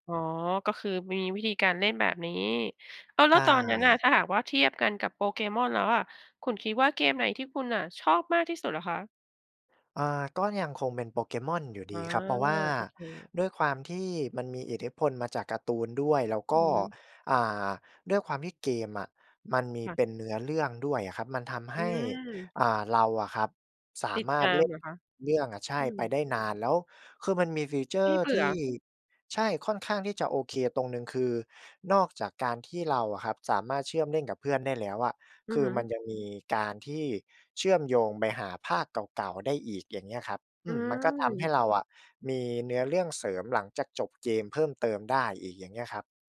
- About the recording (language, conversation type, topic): Thai, podcast, ของเล่นชิ้นไหนที่คุณยังจำได้แม่นที่สุด และทำไมถึงประทับใจจนจำไม่ลืม?
- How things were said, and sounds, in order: in English: "ฟีเชอร์"